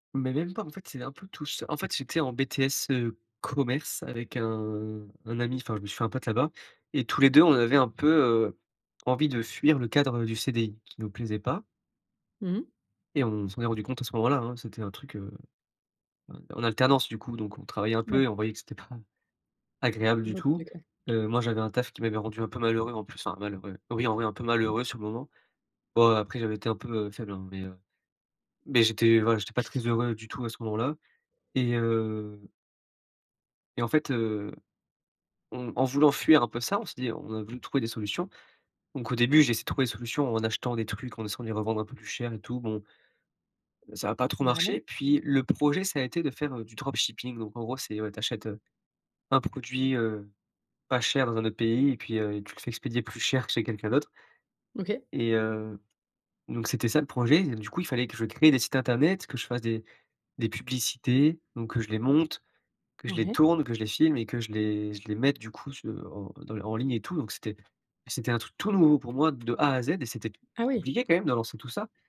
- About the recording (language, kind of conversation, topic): French, podcast, Qu’est-ce qui t’a aidé à te retrouver quand tu te sentais perdu ?
- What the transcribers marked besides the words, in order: in English: "dropshipping"; stressed: "tout nouveau"